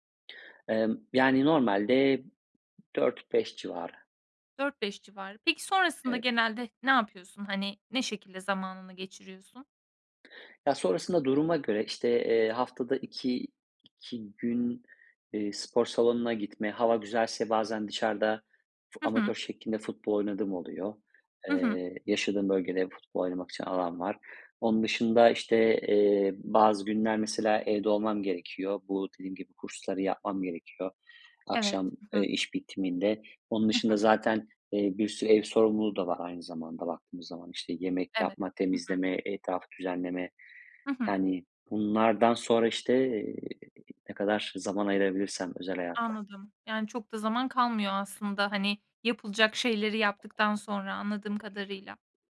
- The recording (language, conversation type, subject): Turkish, podcast, İş ve özel hayat dengesini nasıl kuruyorsun, tavsiyen nedir?
- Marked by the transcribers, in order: other background noise; tapping